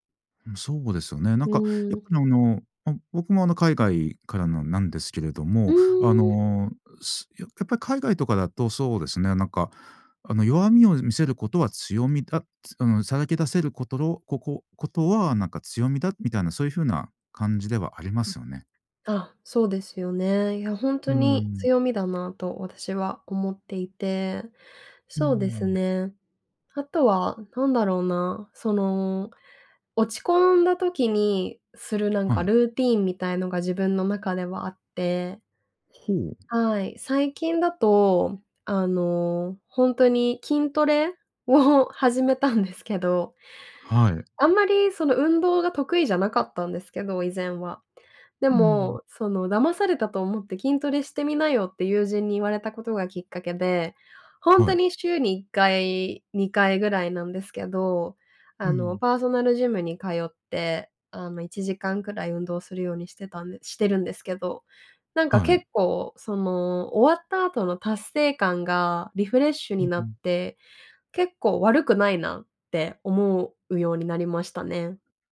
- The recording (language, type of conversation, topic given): Japanese, podcast, 挫折から立ち直るとき、何をしましたか？
- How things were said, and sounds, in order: other noise; other background noise; laughing while speaking: "始めたんですけど"